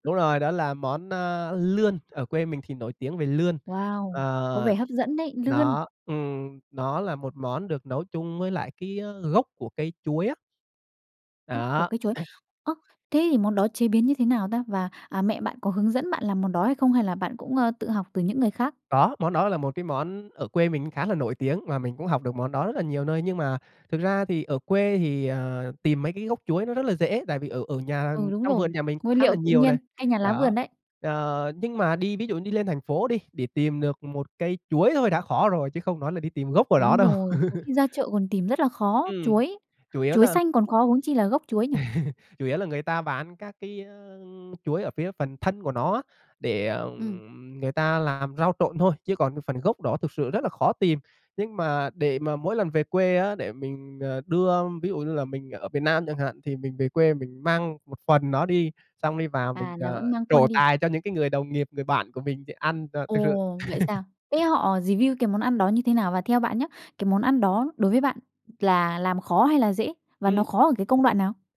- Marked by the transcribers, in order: cough; laugh; laugh; tapping; in English: "dì viu"; "review" said as "dì viu"; laugh
- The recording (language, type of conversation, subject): Vietnamese, podcast, Gia đình bạn truyền bí quyết nấu ăn cho con cháu như thế nào?